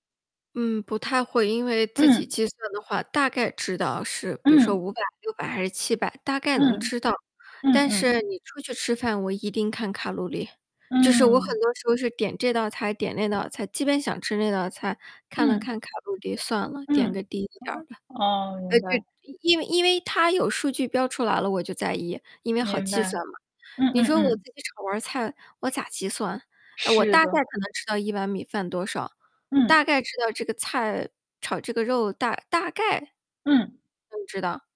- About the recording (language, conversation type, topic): Chinese, unstructured, 你如何看待健康饮食与生活质量之间的关系？
- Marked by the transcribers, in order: other background noise; distorted speech; tapping